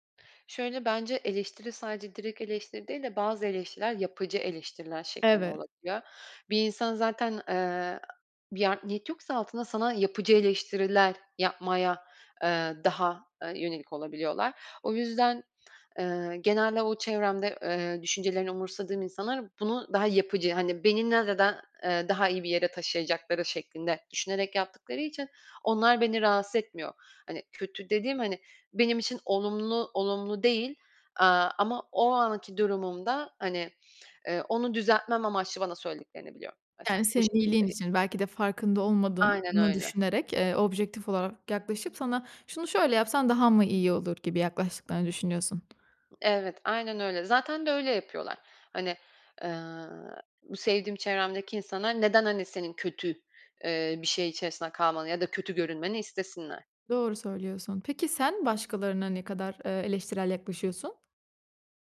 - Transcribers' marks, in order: unintelligible speech; "olmadığını" said as "olmadığınnı"
- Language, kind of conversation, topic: Turkish, podcast, Başkalarının ne düşündüğü özgüvenini nasıl etkiler?